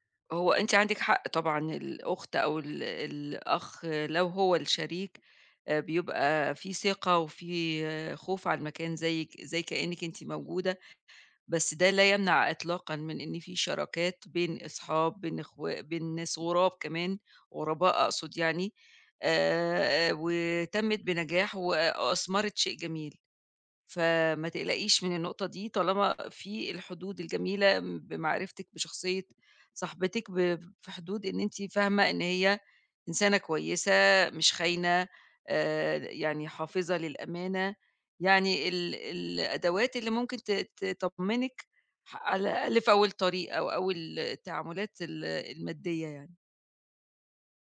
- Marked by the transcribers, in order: none
- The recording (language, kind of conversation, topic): Arabic, advice, إزاي أوازن بين حياتي الشخصية ومتطلبات الشغل السريع؟